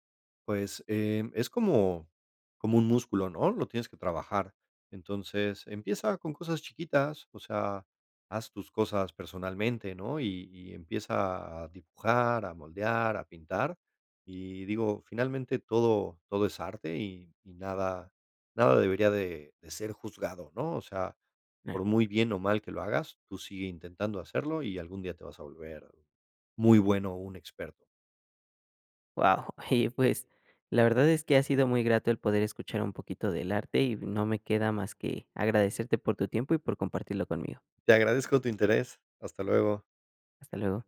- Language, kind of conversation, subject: Spanish, podcast, ¿Qué rutinas te ayudan a ser más creativo?
- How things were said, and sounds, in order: other noise